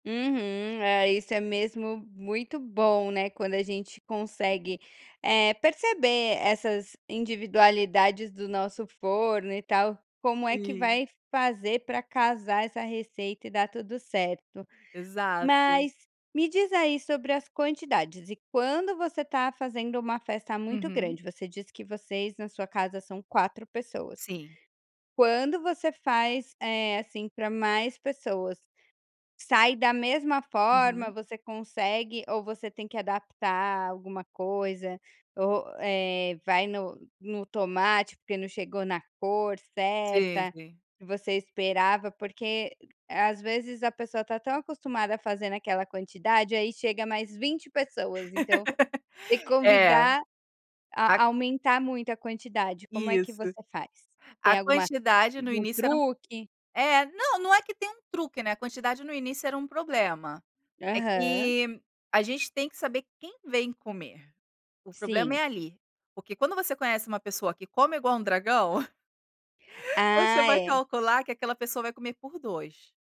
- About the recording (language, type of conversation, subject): Portuguese, podcast, Me conta sobre um prato que sempre dá certo nas festas?
- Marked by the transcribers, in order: laugh; laugh; laughing while speaking: "você vai calcular"